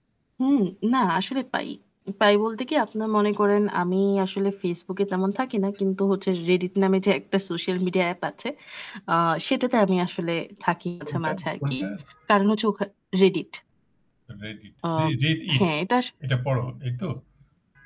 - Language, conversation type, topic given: Bengali, unstructured, সামাজিক যোগাযোগমাধ্যম কি আপনার জীবনে প্রভাব ফেলেছে?
- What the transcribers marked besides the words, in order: static; distorted speech; horn